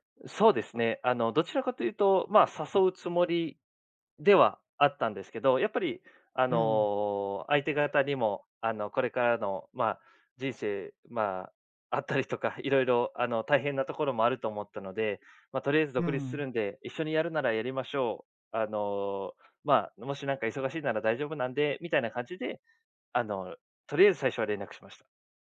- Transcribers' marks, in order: none
- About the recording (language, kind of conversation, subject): Japanese, podcast, 偶然の出会いで人生が変わったことはありますか？